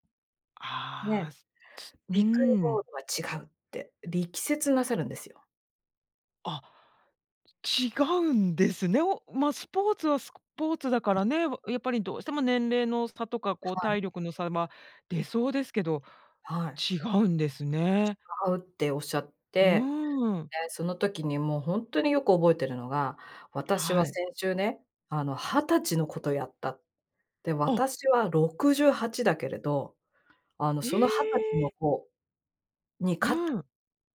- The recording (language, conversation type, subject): Japanese, podcast, 最近ハマっている遊びや、夢中になっている創作活動は何ですか？
- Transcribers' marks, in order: "スポーツ" said as "スコポーツ"